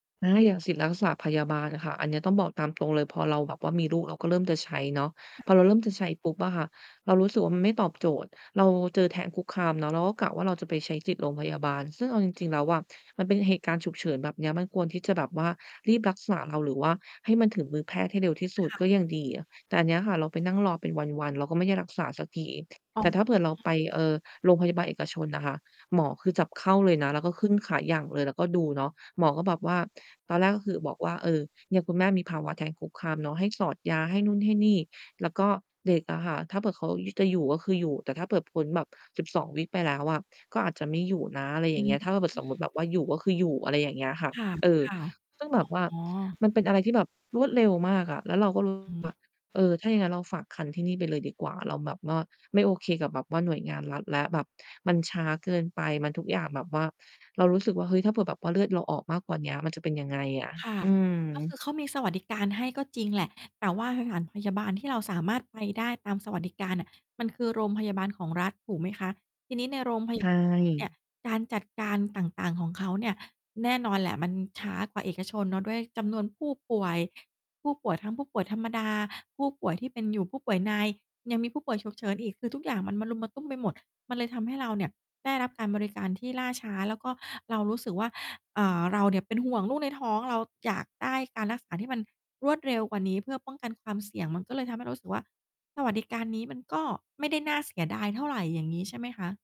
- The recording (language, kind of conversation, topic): Thai, podcast, ทำไมบางคนถึงยังทำงานที่ตัวเองไม่รักอยู่ คุณคิดว่าเป็นเพราะอะไร?
- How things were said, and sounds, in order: static; other background noise; distorted speech; in English: "วีก"